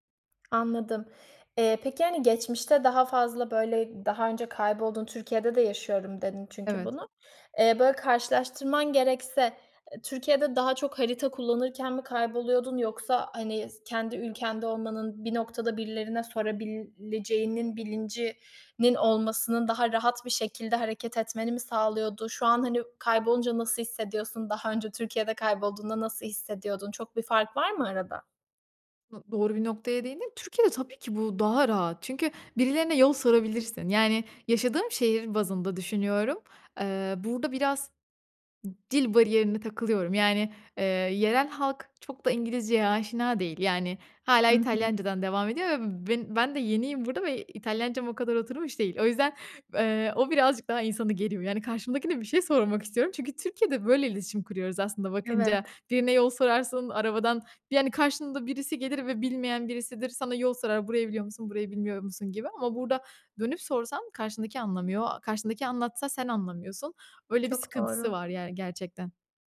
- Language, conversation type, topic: Turkish, podcast, Telefona güvendin de kaybolduğun oldu mu?
- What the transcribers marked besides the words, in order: tapping